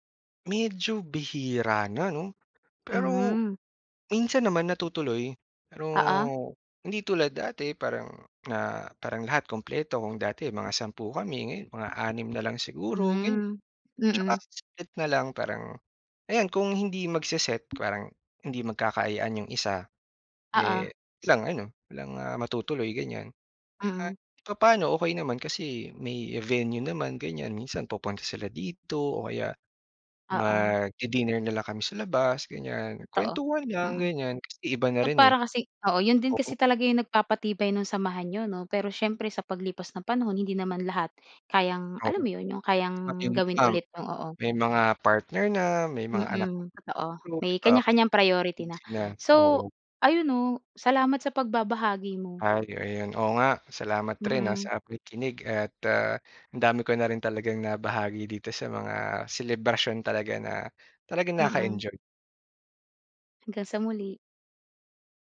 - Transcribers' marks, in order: unintelligible speech; unintelligible speech
- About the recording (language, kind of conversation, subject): Filipino, podcast, May alaala ka ba ng isang pista o selebrasyon na talagang tumatak sa’yo?